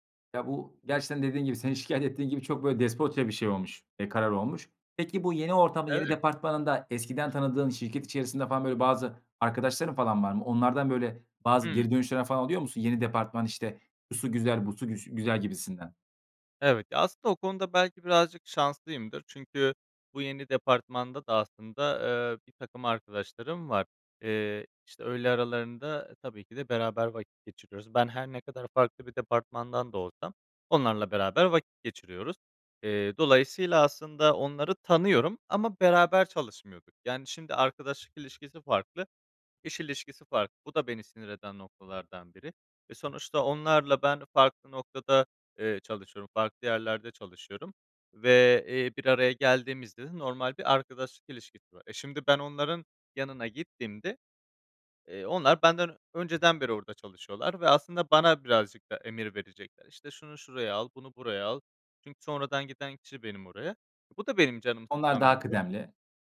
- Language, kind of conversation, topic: Turkish, advice, İş yerinde görev ya da bölüm değişikliği sonrası yeni rolünüze uyum süreciniz nasıl geçti?
- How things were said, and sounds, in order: none